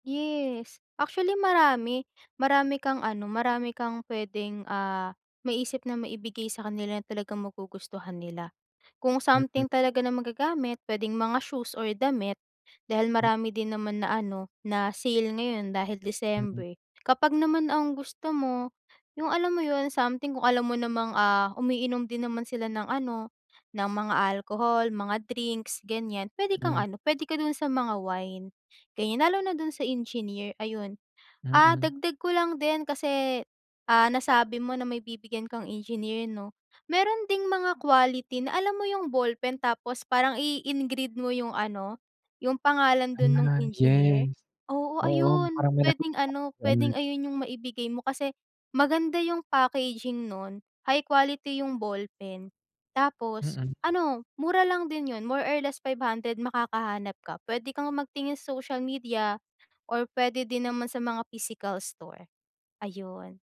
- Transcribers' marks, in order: none
- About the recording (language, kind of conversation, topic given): Filipino, advice, Paano ako pipili ng regalong tiyak na magugustuhan?
- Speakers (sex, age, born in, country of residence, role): female, 20-24, Philippines, Philippines, advisor; male, 25-29, Philippines, Philippines, user